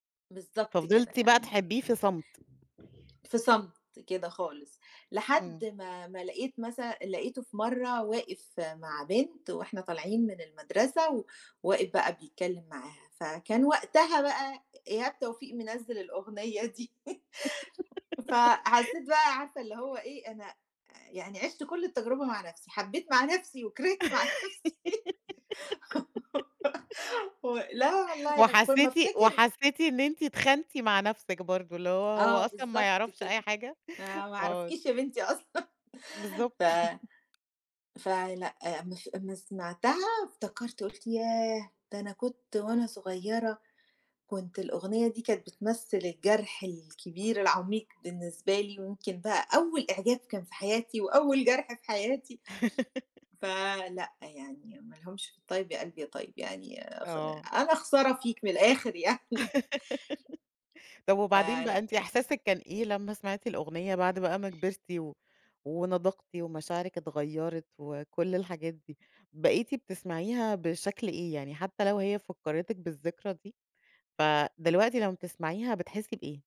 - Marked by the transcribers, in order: other background noise; laugh; laugh; laughing while speaking: "مع نَفْسي"; laugh; tapping; laughing while speaking: "أصلًا"; laugh; laugh; laughing while speaking: "يعني"; laugh
- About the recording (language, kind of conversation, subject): Arabic, podcast, فيه أغنية بتودّيك فورًا لذكرى معيّنة؟